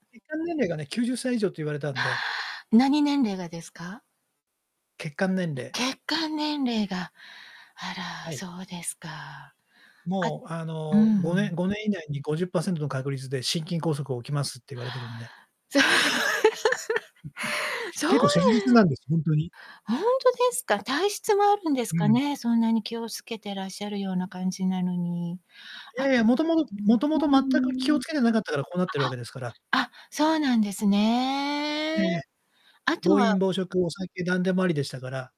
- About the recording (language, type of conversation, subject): Japanese, advice, 健康的な食事を続けられず、ついジャンクフードを食べてしまうのですが、どうすれば改善できますか？
- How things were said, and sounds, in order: laughing while speaking: "じゃ"; laugh; distorted speech; drawn out: "うーん"; drawn out: "そうなんですね"